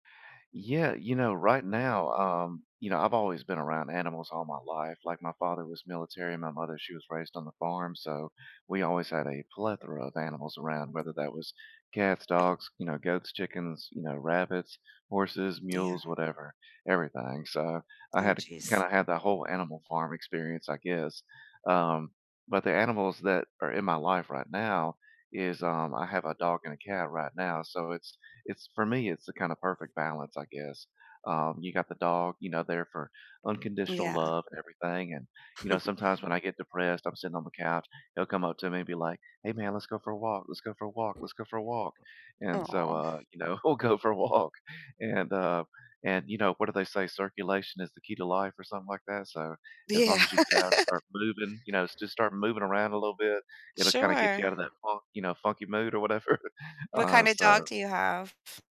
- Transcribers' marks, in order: other background noise; chuckle; laughing while speaking: "we'll go for a walk"; tapping; laughing while speaking: "Yeah"; laugh; laughing while speaking: "whatever"; other noise
- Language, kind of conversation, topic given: English, unstructured, How do animals show up in your everyday life and influence your connections with others?
- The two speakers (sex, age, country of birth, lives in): female, 45-49, United States, United States; male, 45-49, United States, United States